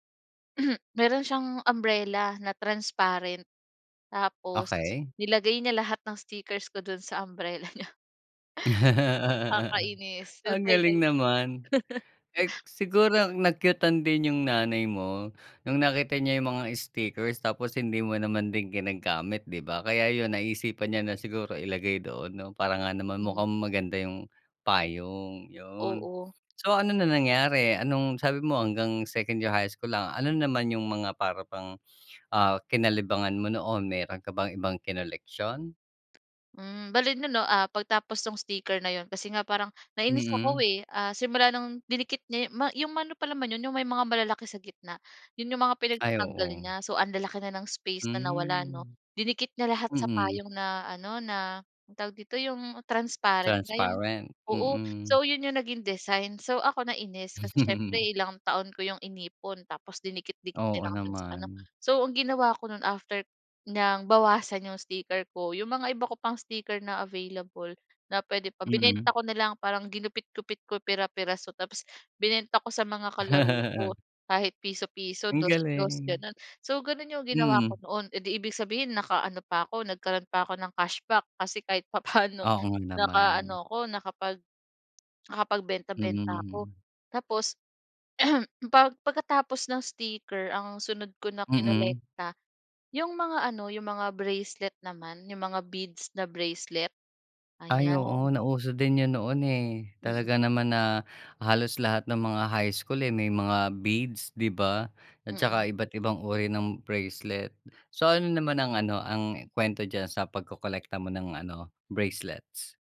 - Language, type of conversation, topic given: Filipino, podcast, May koleksyon ka ba noon, at bakit mo ito kinolekta?
- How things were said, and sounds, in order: cough; laugh; chuckle; chuckle; chuckle; laugh; chuckle; throat clearing